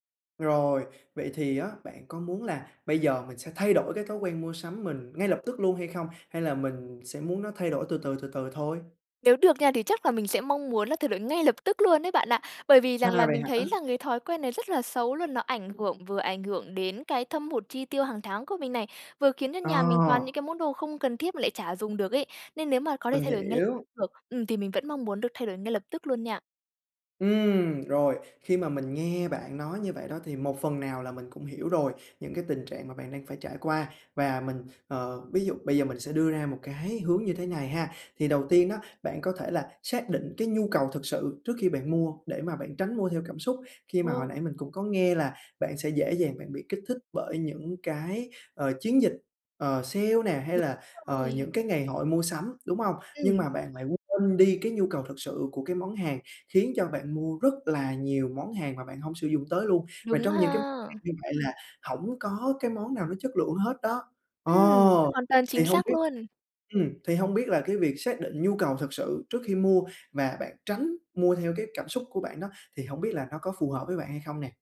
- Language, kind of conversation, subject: Vietnamese, advice, Làm thế nào để ưu tiên chất lượng hơn số lượng khi mua sắm?
- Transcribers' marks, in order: other background noise; tapping; unintelligible speech